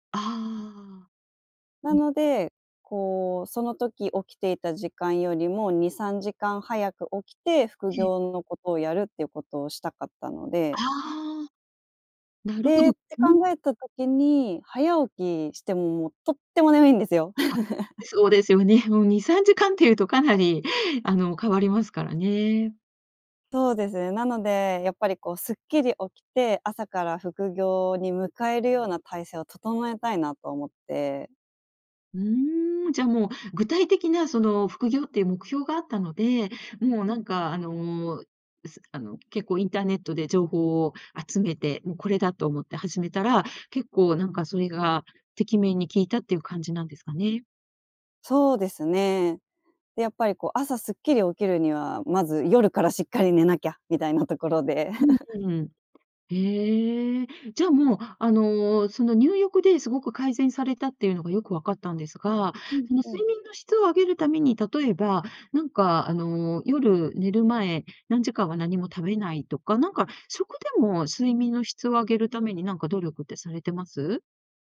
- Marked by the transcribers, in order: laugh; giggle; tapping
- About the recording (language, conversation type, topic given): Japanese, podcast, 睡眠の質を上げるために普段どんな工夫をしていますか？